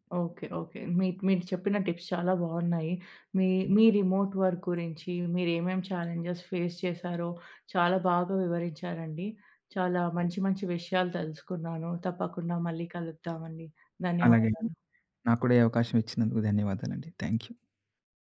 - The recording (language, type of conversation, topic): Telugu, podcast, రిమోట్ వర్క్‌కు మీరు ఎలా అలవాటుపడ్డారు, దానికి మీ సూచనలు ఏమిటి?
- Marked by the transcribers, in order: in English: "టిప్స్"; in English: "రిమోట్ వర్క్"; in English: "చాలెంజస్ ఫేస్"; in English: "థాంక్ యూ"